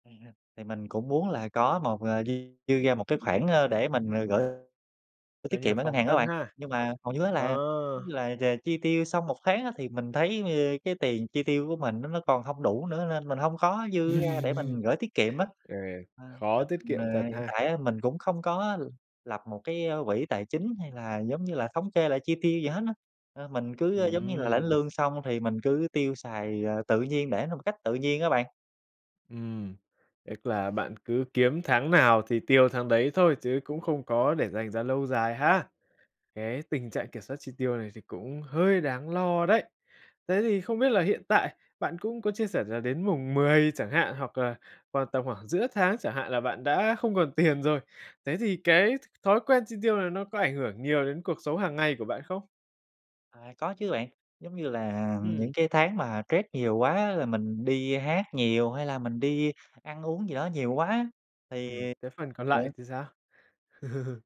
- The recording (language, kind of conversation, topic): Vietnamese, advice, Làm sao kiểm soát thói quen tiêu tiền để tìm niềm vui?
- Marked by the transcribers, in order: other background noise; laugh; tapping; laughing while speaking: "tiền"; laugh